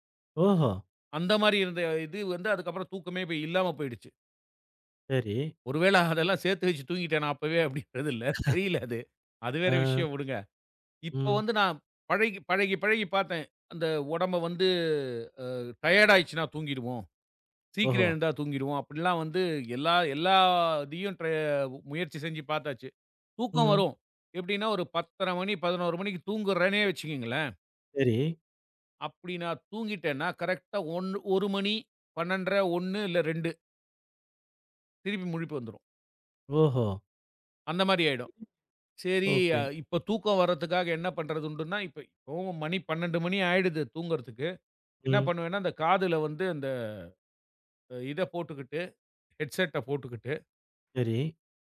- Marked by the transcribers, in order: laugh; in English: "டையர்ட்"; in English: "ஹெட்ஸெட்ட"
- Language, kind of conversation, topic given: Tamil, podcast, இரவில் தூக்கம் வராமல் இருந்தால் நீங்கள் என்ன செய்கிறீர்கள்?